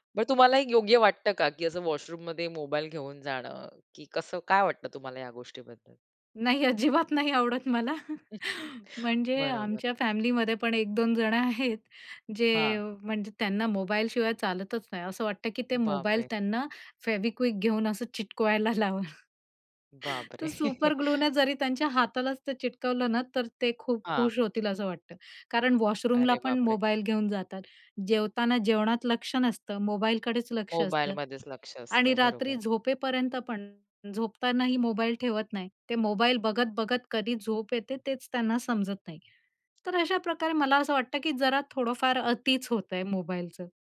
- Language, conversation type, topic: Marathi, podcast, स्मार्टफोनमुळे तुमच्या रोजच्या आयुष्यात कोणते बदल झाले आहेत?
- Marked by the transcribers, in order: in English: "वॉशरूममध्ये"; laughing while speaking: "नाही. अजिबात नाही आवडत मला"; chuckle; laughing while speaking: "चिटकवायला लावून"; inhale; in English: "सुपरग्लूने"; chuckle; in English: "वॉशरूमला"; tapping